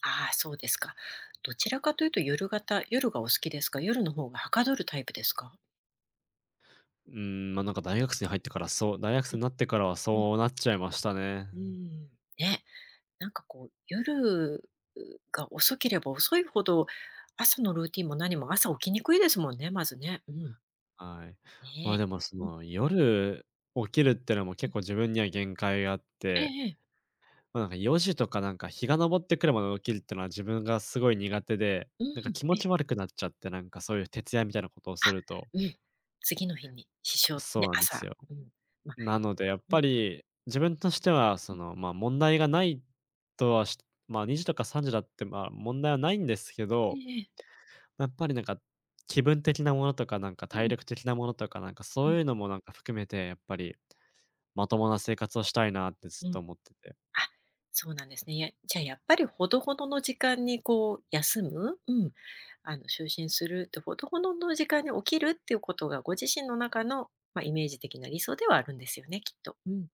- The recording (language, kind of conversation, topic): Japanese, advice, 朝のルーティンが整わず一日中だらけるのを改善するにはどうすればよいですか？
- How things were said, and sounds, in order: tapping; other background noise